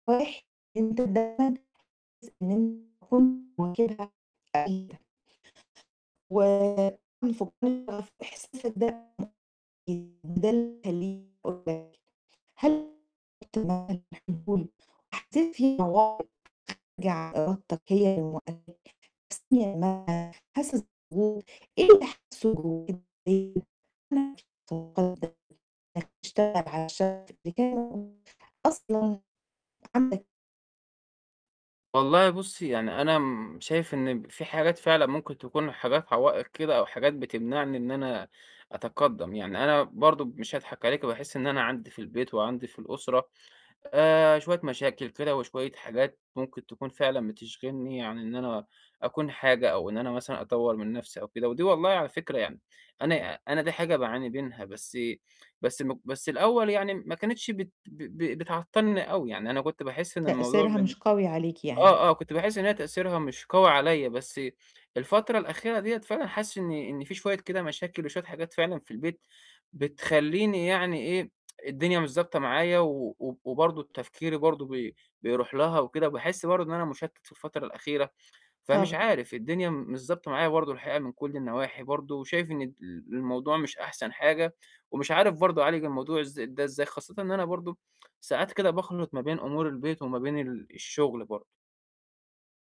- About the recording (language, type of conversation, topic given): Arabic, advice, إزاي أرجّع دافعي لما تقدّمي يوقف؟
- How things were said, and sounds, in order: unintelligible speech; distorted speech; unintelligible speech; tapping; unintelligible speech; unintelligible speech; unintelligible speech; unintelligible speech; unintelligible speech; unintelligible speech; tsk